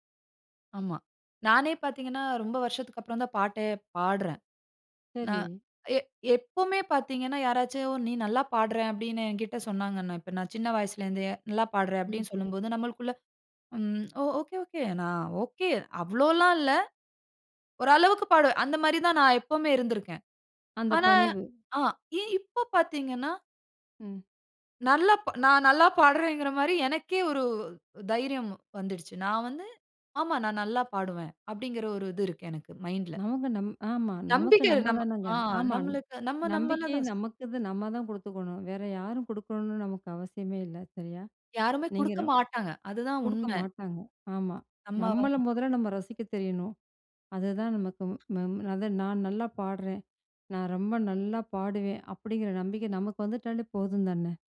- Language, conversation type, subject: Tamil, podcast, ஒரு மிகப் பெரிய தோல்வியிலிருந்து நீங்கள் கற்றுக்கொண்ட மிக முக்கியமான பாடம் என்ன?
- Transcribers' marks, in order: other background noise; other noise